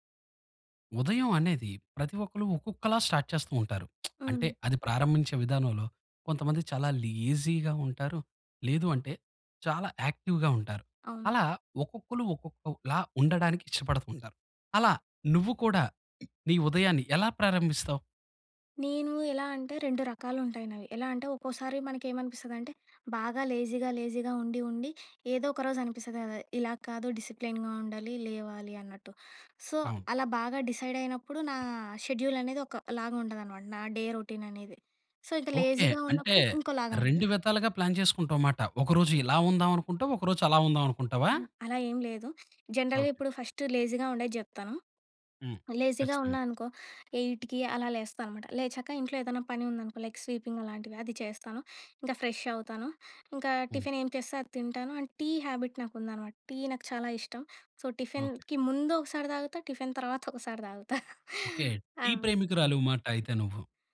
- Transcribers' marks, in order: in English: "స్టార్ట్"; lip smack; in English: "లేజీగా"; in English: "యాక్టివ్‌గా"; in English: "లేజీగా, లేజీగా"; in English: "డిసిప్లిన్‌గా"; in English: "సో"; in English: "డిసైడ్"; in English: "షెడ్యూల్"; in English: "డే రొటీన్"; in English: "సో"; in English: "లేజీగా"; in English: "జనరల్‌గా"; in English: "ఫస్ట్ లేజీగా"; in English: "లేజీగా"; in English: "ఎయిట్‌కి"; in English: "లైక్ స్వీపింగ్"; in English: "ఫ్రెష్"; in English: "అండ్"; in English: "హ్యాబిట్"; in English: "సో"; chuckle; other background noise
- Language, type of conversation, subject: Telugu, podcast, మీ ఉదయం ఎలా ప్రారంభిస్తారు?